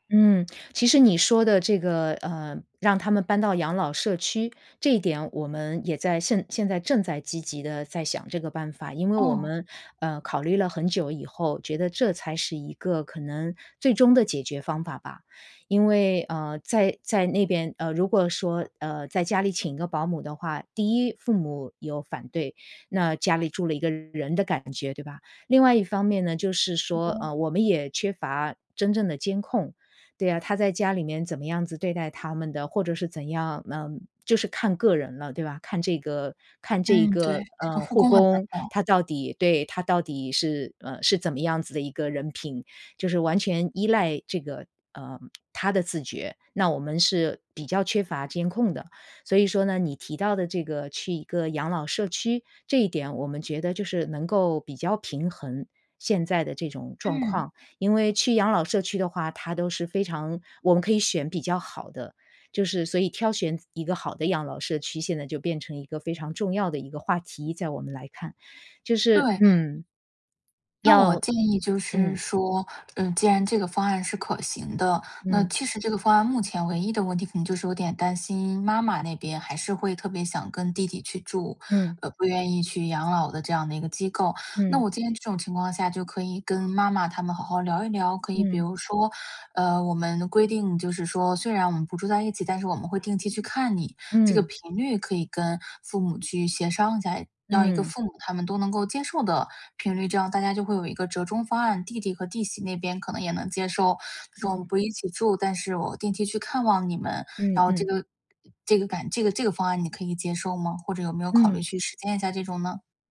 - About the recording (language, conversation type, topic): Chinese, advice, 父母年老需要更多照顾与安排
- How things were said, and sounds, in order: other background noise